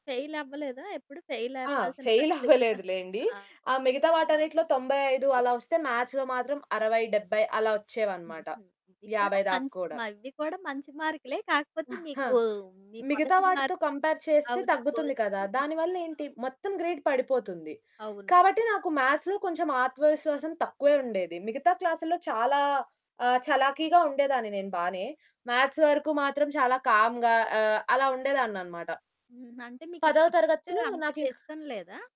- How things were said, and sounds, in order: in English: "ఫెయిల్"; in English: "ఫెయిల్"; static; in English: "ఫెయిల్"; laughing while speaking: "అవ్వలేదులెండి"; distorted speech; in English: "మాథ్స్‌లో"; chuckle; in English: "కంపేర్"; in English: "గ్రేడ్"; other background noise; in English: "మ్యాథ్స్‌లో"; in English: "మ్యాథ్స్"; in English: "కామ్‌గా"
- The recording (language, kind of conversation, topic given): Telugu, podcast, ఆత్మవిశ్వాసాన్ని పెంపొందించుకోవడానికి మీ సలహా ఏమిటి?